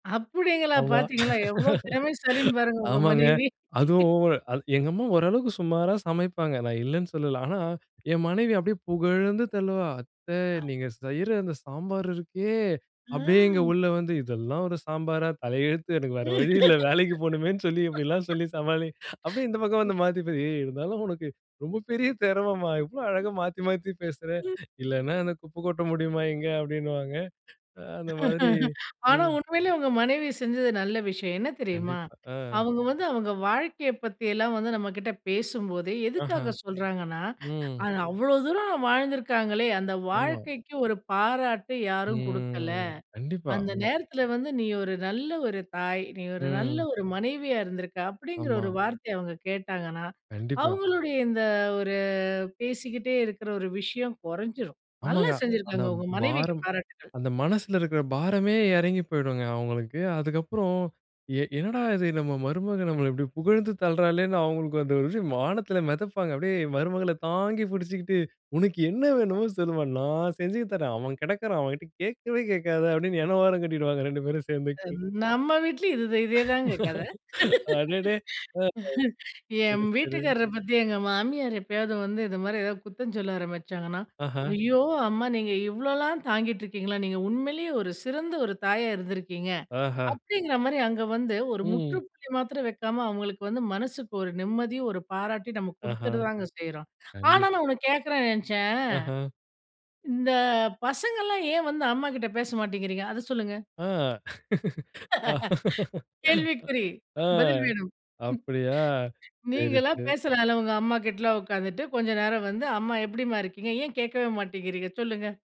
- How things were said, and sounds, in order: laughing while speaking: "அப்படீங்களா! பார்த்தீங்களா எவ்வளோ திறமைசாலின்னு பாருங்க உங்க மனைவி"; laughing while speaking: "ஆமா. ஆமாங்க, அதுவும் ஓவர்"; tapping; laughing while speaking: "எனக்கு வேற வழி இல்லை. வேலைக்கு போணுமேன்னு சொல்லி, இப்படிலாம் சொல்லி சமாளி"; laugh; other background noise; laughing while speaking: "ஏய்! இருந்தாலும் உனக்கு ரொம்ப பெரிய … முடியுமா இங்க. அப்படீன்னுவாங்க"; laugh; drawn out: "ம்"; laughing while speaking: "உனக்கு என்ன வேணுமோ சொல்லும்மா. நான் … ரெண்டு பேரும் சேர்ந்துட்டு"; unintelligible speech; other noise; laughing while speaking: "அடேடே! சரி, சரி"; laugh; unintelligible speech; laughing while speaking: "ஆ. ஆ. அப்படியா! சரி, சரி"; laughing while speaking: "கேள்விக்குறி. பதில் வேணும்"
- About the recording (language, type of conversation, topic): Tamil, podcast, ஒரு பெரிய பிரச்சினையை கலை வழியாக நீங்கள் எப்படி தீர்வாக மாற்றினீர்கள்?